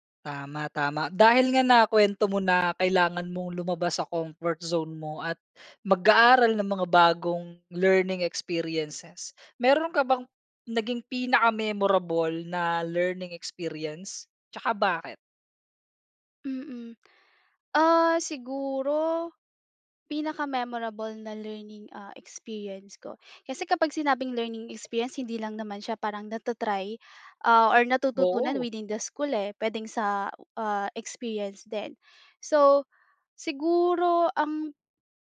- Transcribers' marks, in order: in English: "learning experiences"; in English: "learning experiences?"; in English: "learning experience"; in English: "within the school"
- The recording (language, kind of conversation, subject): Filipino, podcast, Ano ang pinaka-memorable na learning experience mo at bakit?
- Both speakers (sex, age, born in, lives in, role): female, 20-24, Philippines, Philippines, guest; male, 30-34, Philippines, Philippines, host